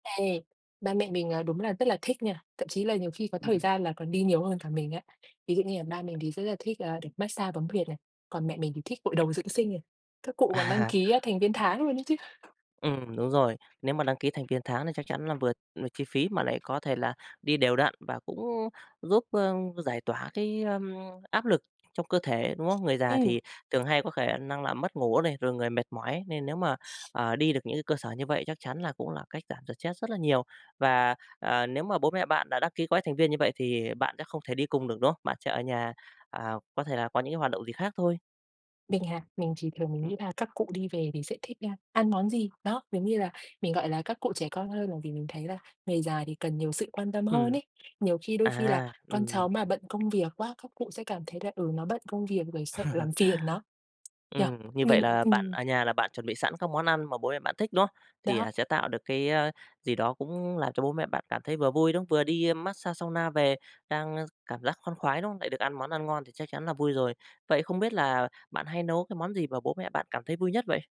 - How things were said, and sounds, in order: tapping; other background noise; laughing while speaking: "À"; "stress" said as "sờ trét"; laugh; in English: "sauna"
- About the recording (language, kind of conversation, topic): Vietnamese, podcast, Làm thế nào để tạo không khí vui vẻ trong gia đình?